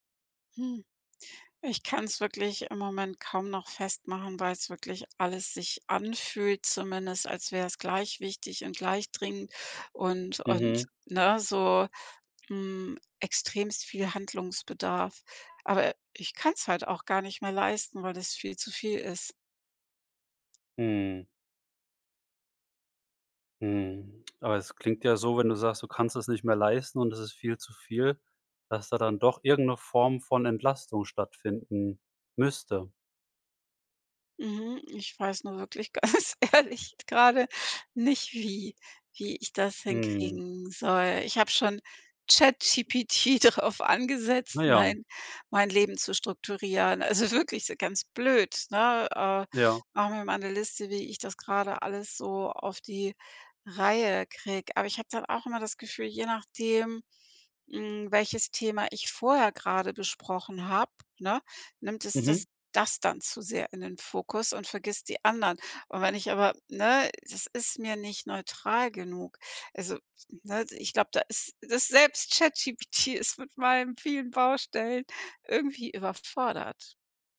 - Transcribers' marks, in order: other background noise; laughing while speaking: "ganz ehrlich"; laughing while speaking: "drauf"; laughing while speaking: "wirklich"; stressed: "das"
- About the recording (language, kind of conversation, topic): German, advice, Wie kann ich dringende und wichtige Aufgaben sinnvoll priorisieren?